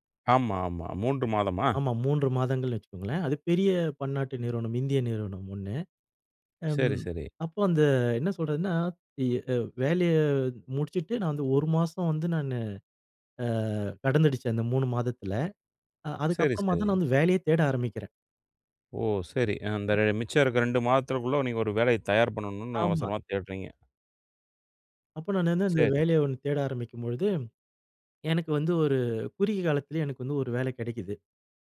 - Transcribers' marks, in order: other background noise
- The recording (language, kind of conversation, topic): Tamil, podcast, நேரமும் அதிர்ஷ்டமும்—உங்கள் வாழ்க்கையில் எது அதிகம் பாதிப்பதாக நீங்கள் நினைக்கிறீர்கள்?